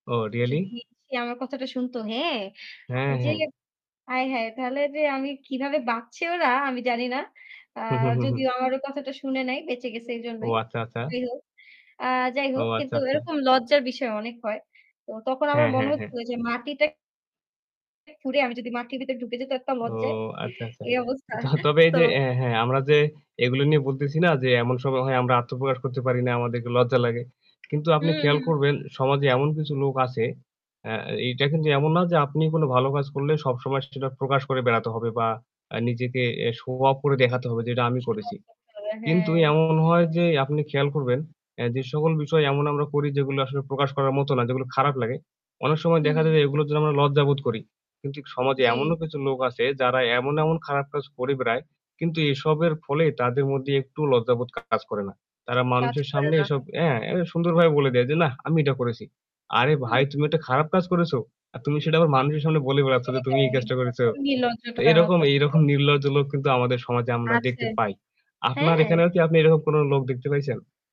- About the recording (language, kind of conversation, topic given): Bengali, unstructured, নিজের পরিচয় নিয়ে আপনি কখন সবচেয়ে গর্বিত বোধ করেন?
- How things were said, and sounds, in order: static; "আচ্ছা" said as "আচাচা"; "আচ্ছা" said as "আচাচা"; other noise; "আচ্ছা" said as "আচাচা"; laughing while speaking: "এই অবস্থা তো"; distorted speech; unintelligible speech